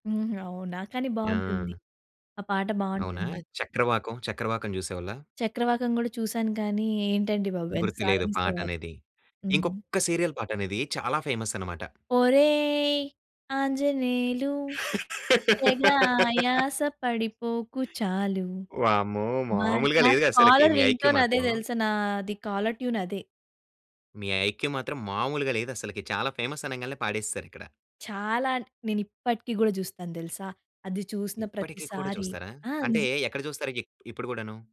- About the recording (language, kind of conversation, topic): Telugu, podcast, ఏ పాట విన్నప్పుడు మీకు పాత జ్ఞాపకాలు గుర్తుకొస్తాయి?
- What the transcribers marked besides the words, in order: in English: "సీరియల్"; in English: "ఫేమస్"; singing: "ఒరేయ్! ఆంజనేలు తెగ ఆయాస పడిపోకు చాలు"; laugh; in English: "కాలర్ రింగ్‌టోన్"; in English: "ఐక్యు"; in English: "కాలర్ ట్యూన్"; in English: "ఐక్యు"; in English: "ఫేమస్"